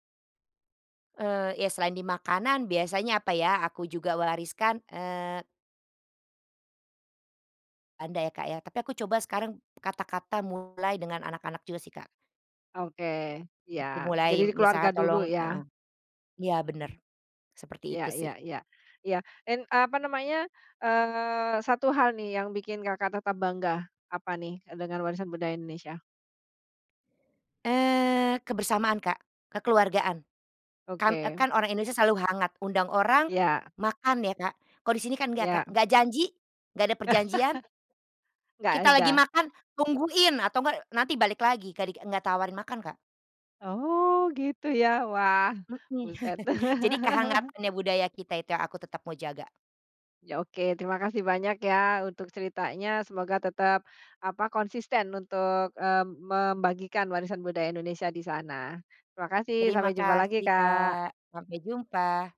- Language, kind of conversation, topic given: Indonesian, podcast, Bagaimana cara Anda merayakan warisan budaya dengan bangga?
- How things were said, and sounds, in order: unintelligible speech; chuckle; chuckle; laugh; other background noise